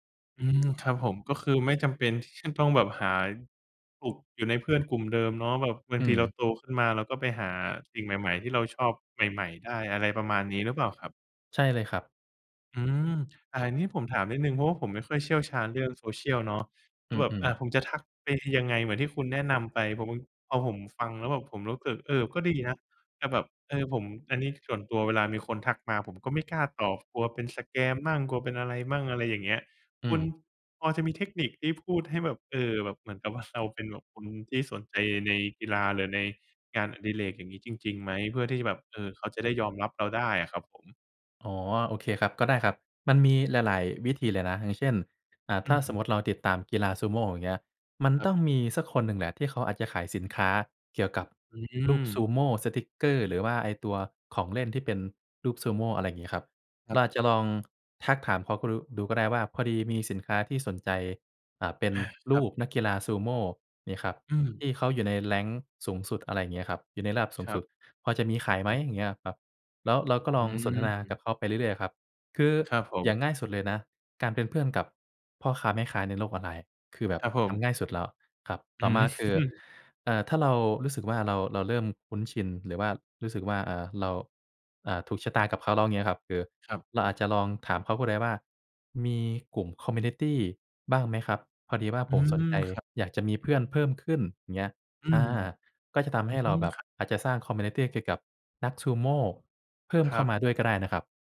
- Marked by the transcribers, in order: other background noise; in English: "สแกม"; in English: "rank"; chuckle; in English: "คอมมิวนิตี"
- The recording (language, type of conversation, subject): Thai, advice, คุณเคยซ่อนความชอบที่ไม่เหมือนคนอื่นเพื่อให้คนรอบตัวคุณยอมรับอย่างไร?